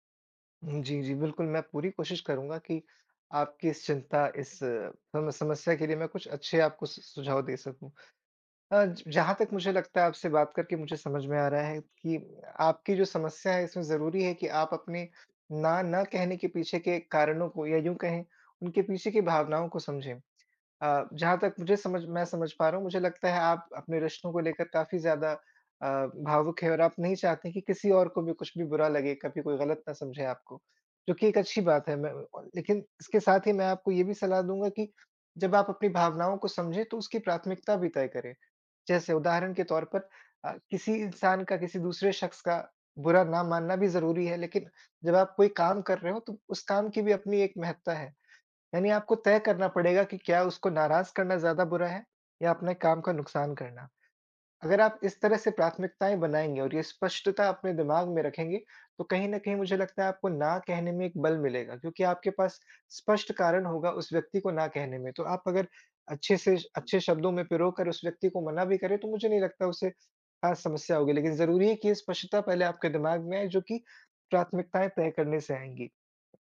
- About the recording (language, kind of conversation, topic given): Hindi, advice, आप अपनी सीमाएँ तय करने और किसी को ‘न’ कहने में असहज क्यों महसूस करते हैं?
- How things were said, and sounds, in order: none